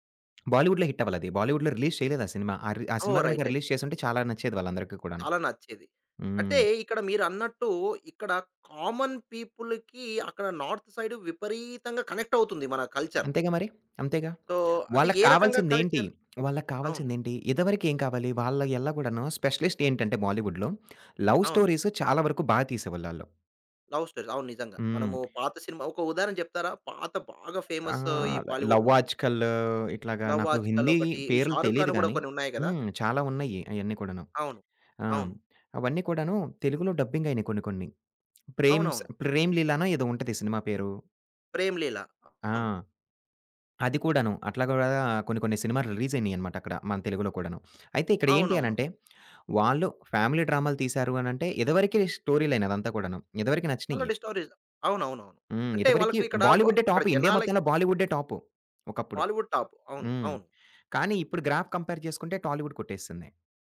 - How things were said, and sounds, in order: other background noise; in English: "బాలీవుడ్‌లో హిట్"; in English: "బాలీవుడ్‌లో రిలీజ్"; in English: "రైట్. రైట్"; in English: "రిలీజ్"; in English: "కామన్ పీపుల్‌కి"; in English: "నార్త్ సైడ్"; in English: "కల్చర్"; in English: "సో"; in English: "కల్చర్?"; in English: "స్పెషలిస్ట్"; in English: "బాలీవుడ్‌లో, లవ్ స్టోరీస్"; in English: "లవ్ స్టోరీస్"; in English: "ఫేమస్"; in English: "బాలీవుడ్‌లో?"; in English: "డబ్బింగ్"; in English: "రిలీజ్"; in English: "ఫ్యామిలీ"; in English: "స్టోరీ లైన్"; in English: "ఆల్రెడీ స్టోరీస్"; in English: "బాలీవుడ్ టాప్"; in English: "గ్రాఫ్ కంపేర్"; in English: "టాలీవుడ్"
- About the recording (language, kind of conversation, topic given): Telugu, podcast, బాలీవుడ్ మరియు టాలీవుడ్‌ల పాపులర్ కల్చర్‌లో ఉన్న ప్రధాన తేడాలు ఏమిటి?